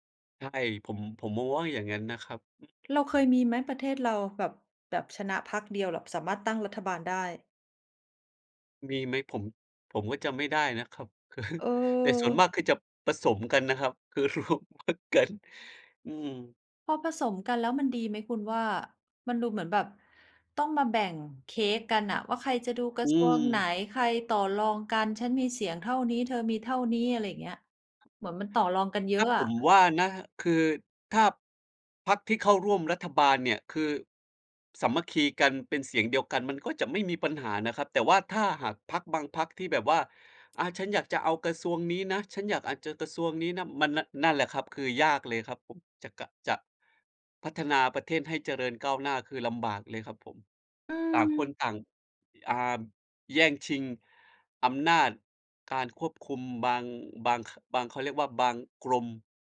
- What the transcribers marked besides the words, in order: "วแบบ" said as "หร็อบ"; chuckle; laughing while speaking: "คือรวมพรรคกัน"; tapping
- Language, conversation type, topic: Thai, unstructured, คุณคิดว่าการเลือกตั้งมีความสำคัญแค่ไหนต่อประเทศ?